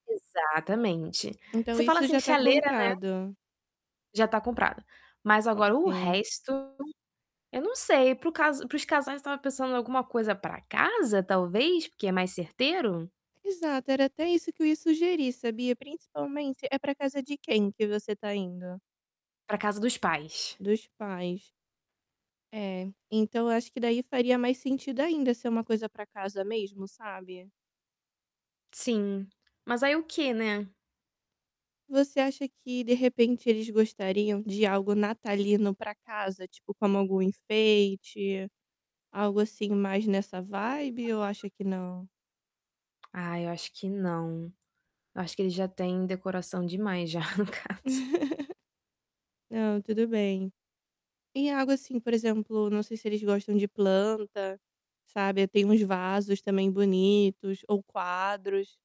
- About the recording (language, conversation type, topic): Portuguese, advice, Como posso encontrar boas opções de presentes ou roupas sem ter tempo para pesquisar?
- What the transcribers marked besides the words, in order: static; distorted speech; tapping; unintelligible speech; laughing while speaking: "no caso"; laugh